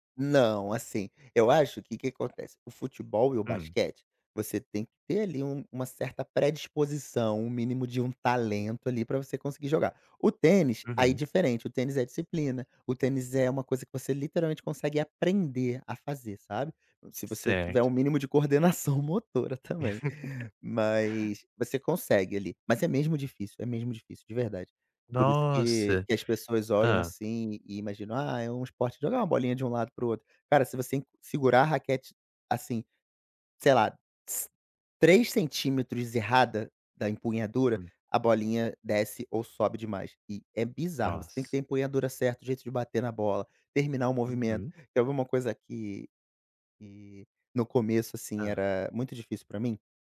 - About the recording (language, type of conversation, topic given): Portuguese, podcast, Como você redescobriu um hobby que tinha abandonado?
- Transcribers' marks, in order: laughing while speaking: "coordenação motora também"; laugh